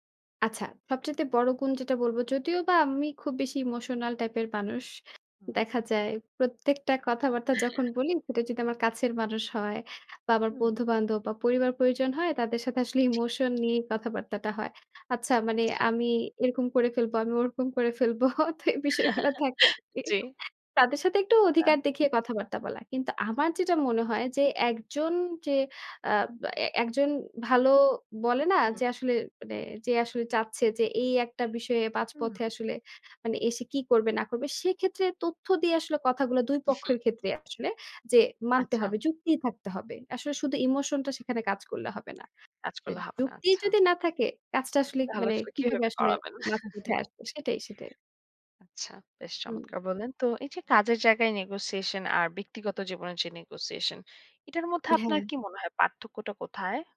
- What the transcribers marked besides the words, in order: other background noise; chuckle; laughing while speaking: "তো এই বিষয়গুলা থাকে"; chuckle; in English: "negotiation"; in English: "negotiation"
- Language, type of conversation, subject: Bengali, podcast, আপনি দরকষাকষি করে কীভাবে উভয় পক্ষের জন্য গ্রহণযোগ্য মাঝামাঝি সমাধান খুঁজে বের করেন?